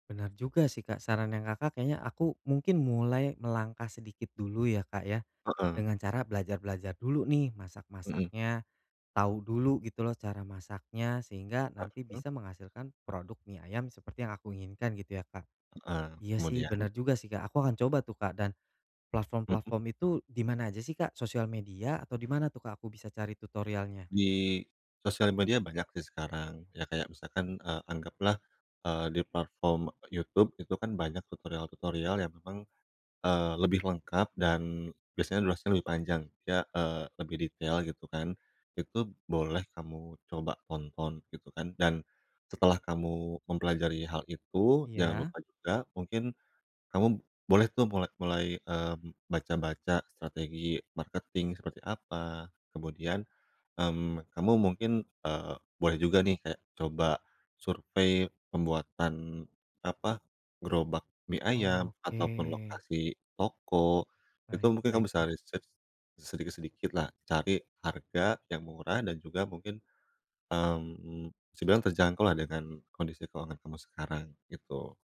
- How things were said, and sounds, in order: other background noise; in English: "marketing"; in English: "research"
- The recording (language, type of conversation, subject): Indonesian, advice, Bagaimana cara mengurangi rasa takut gagal dalam hidup sehari-hari?